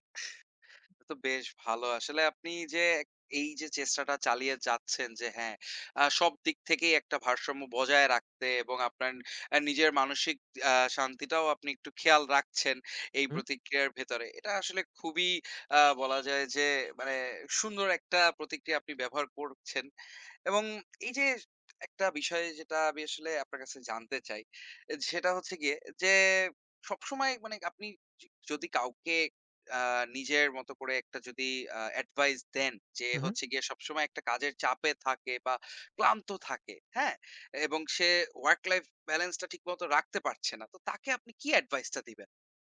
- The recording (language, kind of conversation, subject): Bengali, podcast, কাজ ও ব্যক্তিগত জীবনের ভারসাম্য বজায় রাখতে আপনি কী করেন?
- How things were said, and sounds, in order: chuckle; other background noise; in English: "ওয়ার্ক লাইফ ব্যালেন্স"